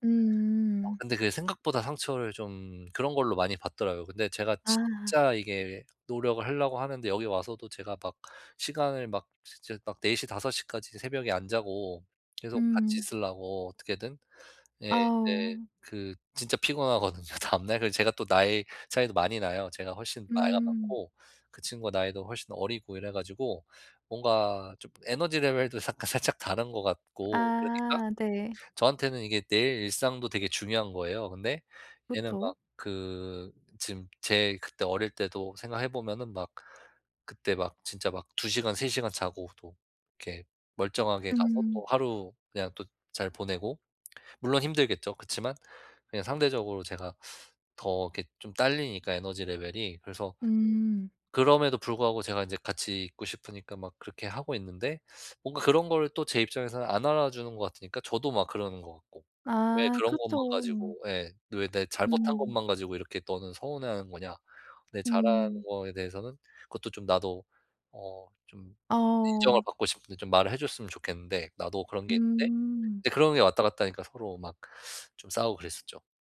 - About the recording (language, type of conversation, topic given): Korean, advice, 상처를 준 사람에게 감정을 공감하며 어떻게 사과할 수 있을까요?
- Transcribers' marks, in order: tapping; laughing while speaking: "다음날"; laughing while speaking: "에너지 레벨도"; other background noise